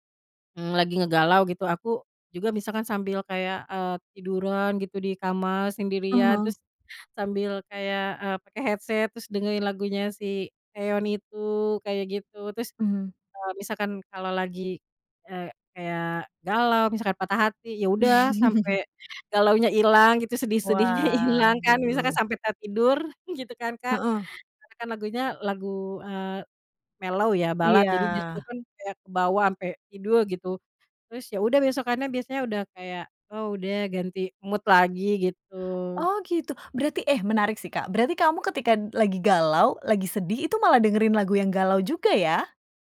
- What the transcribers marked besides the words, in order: in English: "headset"; chuckle; in English: "mellow"; in English: "mood"
- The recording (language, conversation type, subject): Indonesian, podcast, Bagaimana perubahan suasana hatimu memengaruhi musik yang kamu dengarkan?